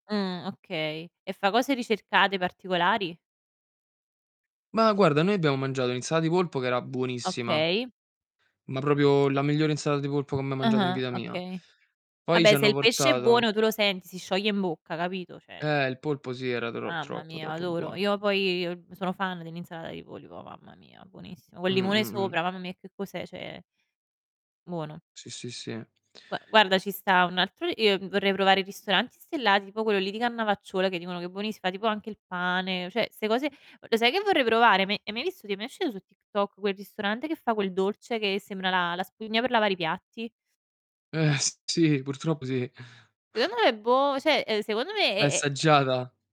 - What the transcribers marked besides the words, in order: "proprio" said as "propio"; tapping; "cioè" said as "ceh"; "Mamma" said as "ammamia"; "Cioè" said as "ceh"; "cioè" said as "ceh"; chuckle; "cioè" said as "ceh"; other noise; "assaggiata" said as "ssaggiata"
- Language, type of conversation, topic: Italian, unstructured, Hai mai provato un cibo che ti ha davvero sorpreso?